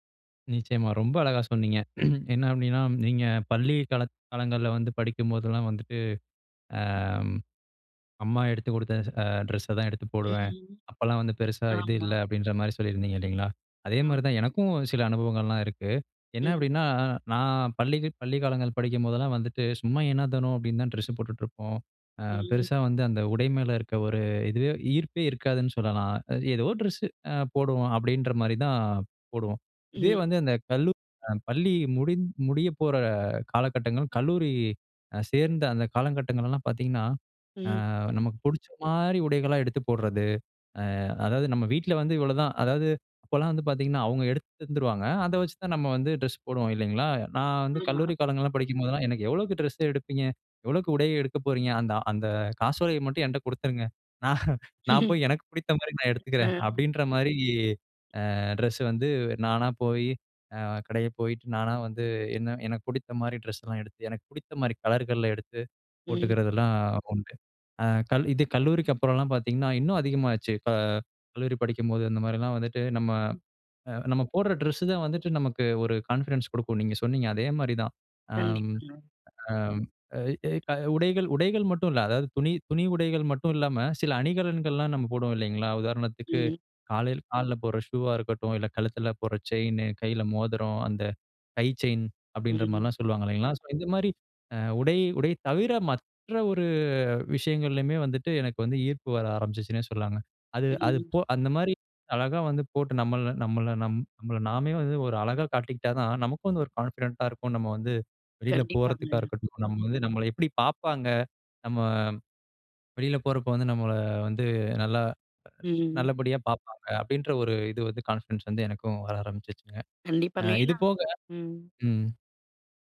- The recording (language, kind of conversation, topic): Tamil, podcast, உடைகள் உங்கள் மனநிலையை எப்படி மாற்றுகின்றன?
- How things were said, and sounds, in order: grunt; other noise; laughing while speaking: "எனக்கு எவ்வளோக்கு ட்ரெஸ் எடுப்பீங்க? எவ்வளோக்கு … மாதிரி நான் எடுத்துக்கிறேன்"; chuckle; in English: "கான்ஃபிடன்ஸ்"; in English: "கான்ஃபிடென்ட்டா"; in English: "கான்ஃபிடன்ஸ்"